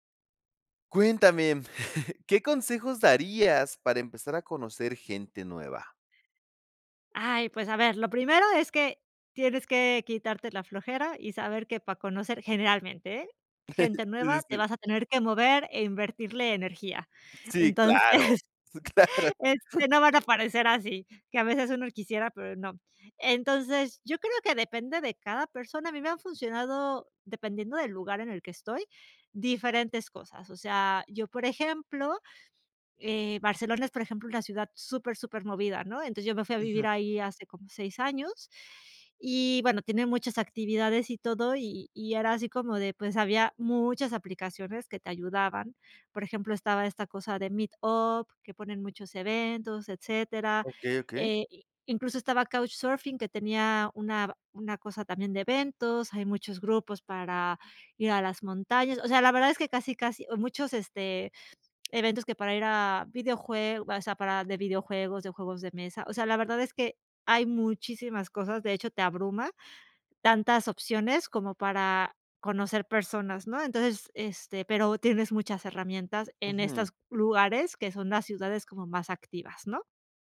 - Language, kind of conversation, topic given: Spanish, podcast, ¿Qué consejos darías para empezar a conocer gente nueva?
- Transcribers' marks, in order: chuckle; chuckle; laughing while speaking: "entonces"; laughing while speaking: "sí claro"